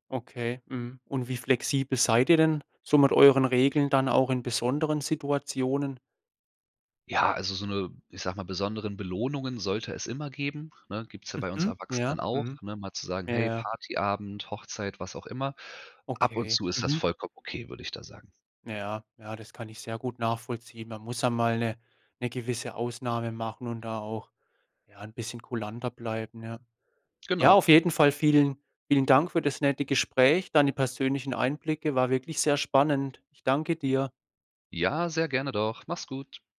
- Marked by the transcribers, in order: other background noise
- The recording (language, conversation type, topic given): German, podcast, Wie regelt ihr bei euch zu Hause die Handy- und Bildschirmzeiten?